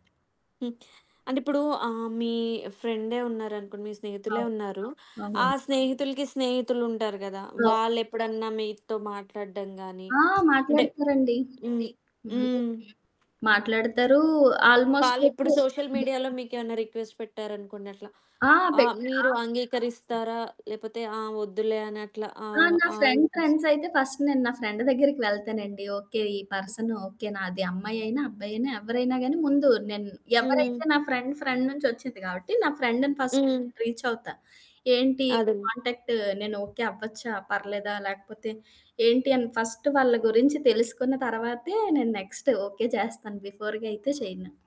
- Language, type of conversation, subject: Telugu, podcast, సామాజిక మాధ్యమాలు స్నేహాలను ఎలా మార్చాయి?
- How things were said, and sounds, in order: other background noise; lip smack; in English: "ఆల్మోస్ట్"; in English: "సోషల్ మీడియాలో"; unintelligible speech; in English: "రిక్వెస్ట్"; unintelligible speech; in English: "ఫ్రెండ్ ఫ్రెండ్స్"; in English: "ఫస్ట్"; in English: "పర్సన్"; in English: "ఫ్రెండ్ ఫ్రెండ్"; in English: "ఫ్రెండ్‌ని ఫస్ట్ రీచ్"; in English: "ఫస్ట్"; in English: "నెక్స్ట్"; in English: "బిఫోర్‌గా"